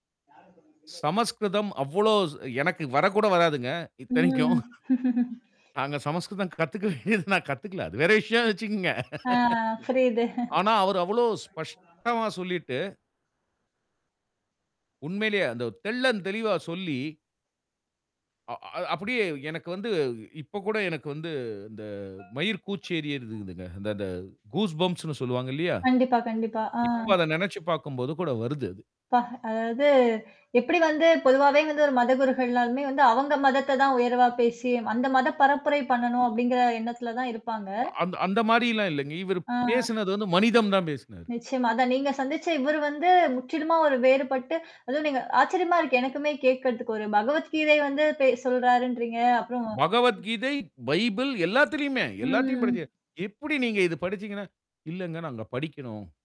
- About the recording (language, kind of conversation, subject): Tamil, podcast, பயணத்தில் நீங்கள் சந்தித்த ஒருவரிடமிருந்து கற்றுக்கொண்ட மிக முக்கியமான பாடம் என்ன?
- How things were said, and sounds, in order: background speech; static; chuckle; other noise; laugh; laughing while speaking: "கத்துக்க வேண்டியது, நான் கத்துக்கில. அது வேற விஷயனு வச்சுக்கோங்க"; laugh; mechanical hum; in English: "கூஸ் பம்ப்ஸ்"; other background noise; tapping; in English: "பைபிள்"